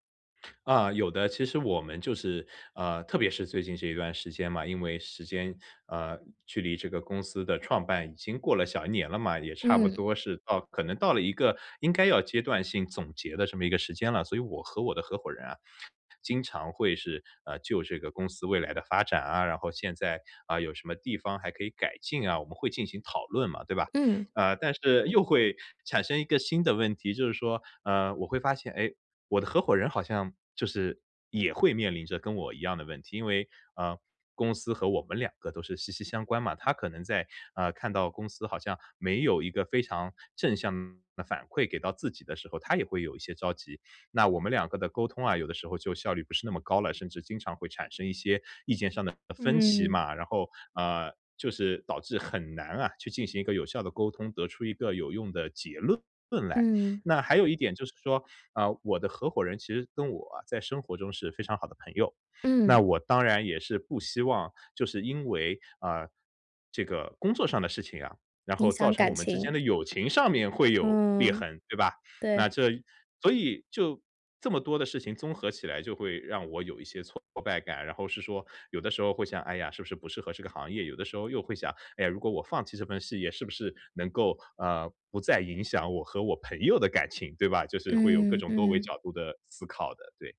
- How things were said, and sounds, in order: other background noise
- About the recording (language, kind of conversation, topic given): Chinese, advice, 在遇到挫折时，我怎样才能保持动力？
- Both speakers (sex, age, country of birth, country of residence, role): female, 30-34, China, United States, advisor; male, 35-39, China, United States, user